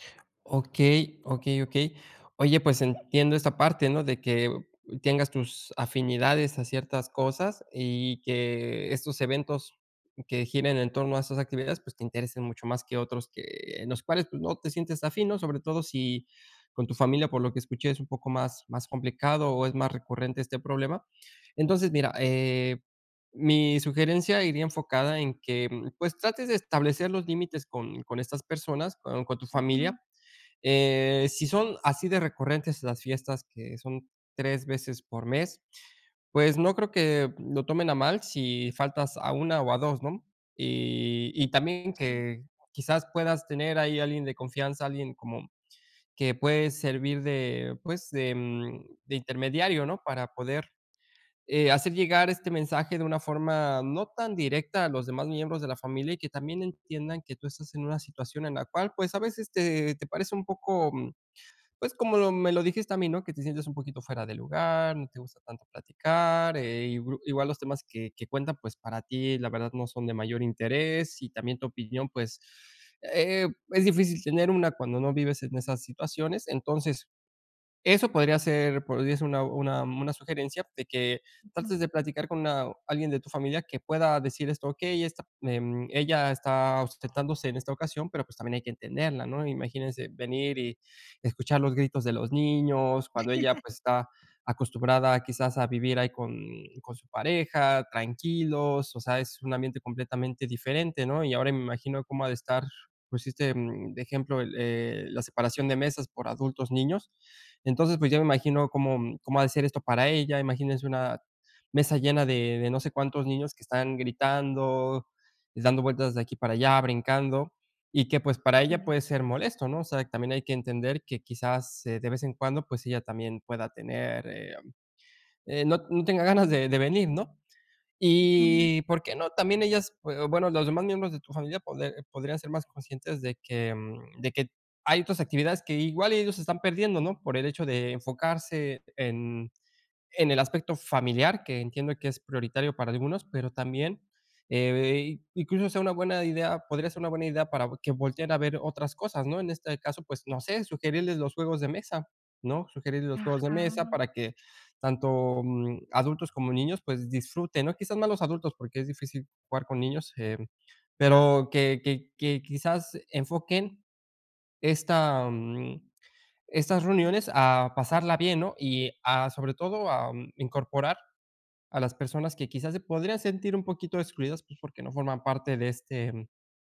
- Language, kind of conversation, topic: Spanish, advice, ¿Cómo puedo decir que no a planes festivos sin sentirme mal?
- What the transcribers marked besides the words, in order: laugh; other background noise